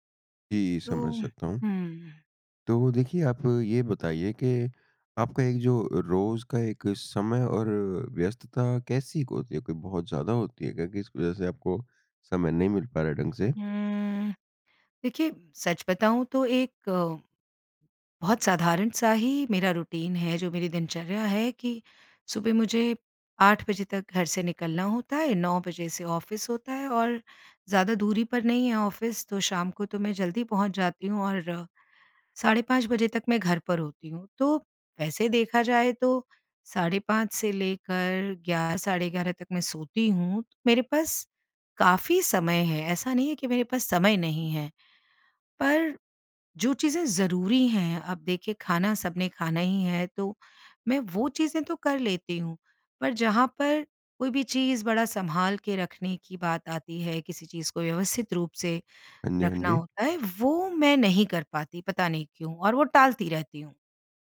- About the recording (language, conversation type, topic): Hindi, advice, आप रोज़ घर को व्यवस्थित रखने की आदत क्यों नहीं बना पाते हैं?
- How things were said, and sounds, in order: "होती" said as "कोती"; drawn out: "हुँ"; in English: "रूटीन"; in English: "ऑफ़िस"; in English: "ऑफ़िस"